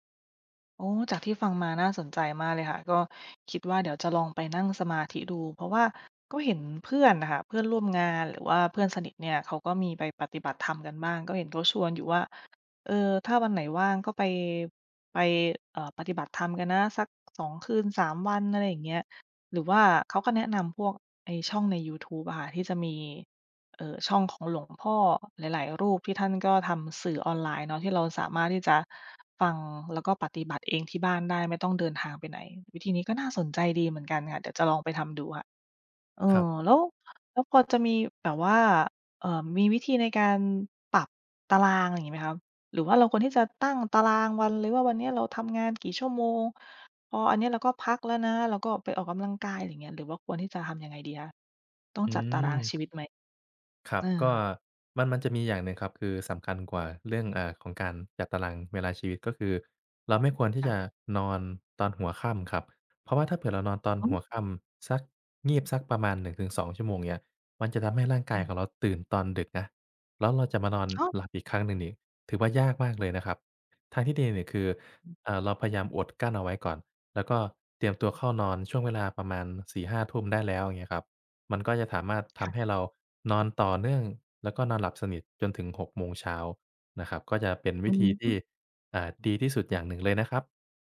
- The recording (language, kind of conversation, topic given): Thai, advice, นอนไม่หลับเพราะคิดเรื่องงานจนเหนื่อยล้าทั้งวัน
- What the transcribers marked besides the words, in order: lip smack